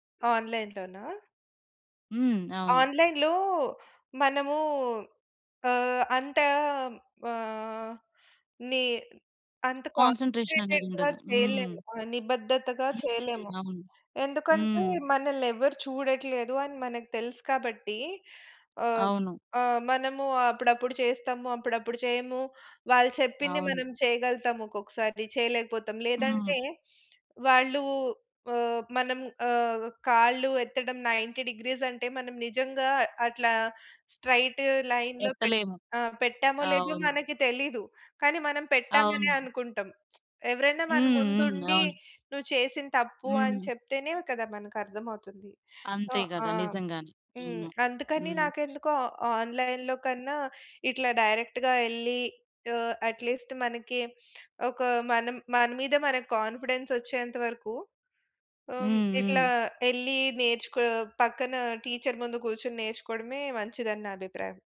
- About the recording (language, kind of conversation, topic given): Telugu, podcast, మీ రోజువారీ దినచర్యలో ధ్యానం లేదా శ్వాసాభ్యాసం ఎప్పుడు, ఎలా చోటు చేసుకుంటాయి?
- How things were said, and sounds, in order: in English: "ఆన్‌లైన్‌లోనా?"; in English: "ఆన్‌లైన్‌లో"; in English: "కాన్సంట్రేటెడ్‌గా"; other background noise; in English: "కాన్సంట్రేషన్"; tapping; in English: "నైన్టీ డిగ్రీస్"; in English: "స్ట్రెయిట్ లైన్‌లో"; in English: "ఆన్‌లైన్‌లో"; in English: "డైరెక్ట్‌గా"; in English: "అట్లీస్ట్"; in English: "కాన్ఫిడెన్స్"; in English: "టీచర్"